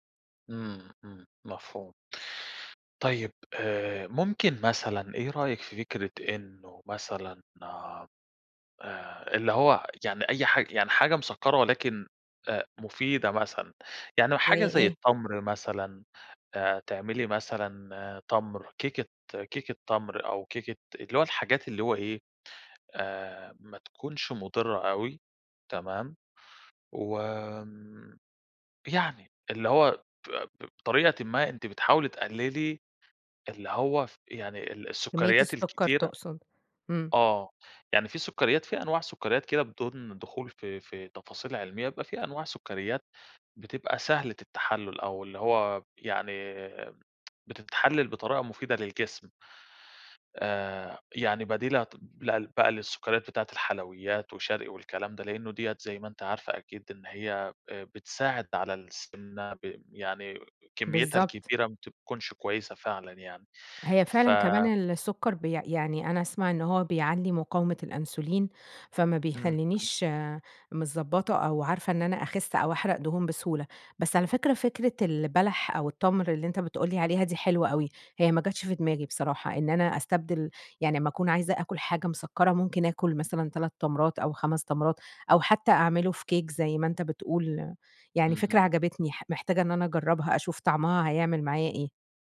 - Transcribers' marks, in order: tapping
- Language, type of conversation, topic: Arabic, advice, ليه بتحسّي برغبة قوية في الحلويات بالليل وبيكون صعب عليكي تقاوميها؟